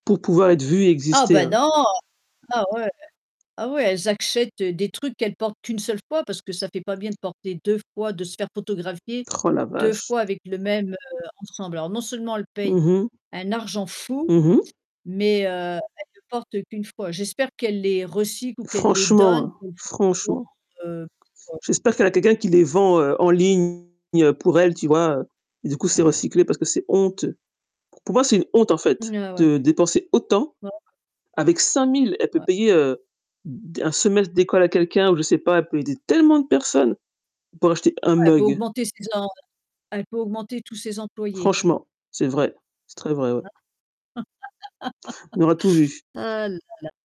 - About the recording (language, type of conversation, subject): French, unstructured, Qu’est-ce qui te rend heureux sans que cela te coûte de l’argent ?
- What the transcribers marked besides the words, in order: static; distorted speech; tapping; stressed: "fou"; unintelligible speech; unintelligible speech; unintelligible speech; stressed: "cinq-mille"; stressed: "tellement"; laugh